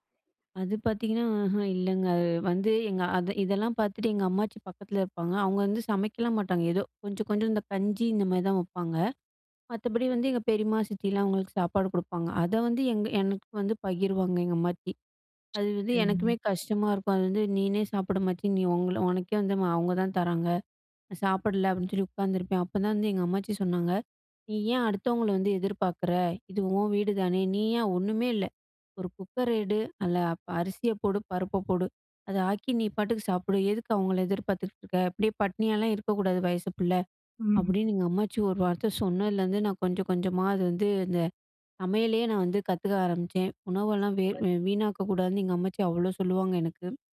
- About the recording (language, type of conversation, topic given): Tamil, podcast, வீடுகளில் உணவுப் பொருள் வீணாக்கத்தை குறைக்க எளிய வழிகள் என்ன?
- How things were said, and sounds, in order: "அம்மாச்சி" said as "அம்மாத்தி"; other background noise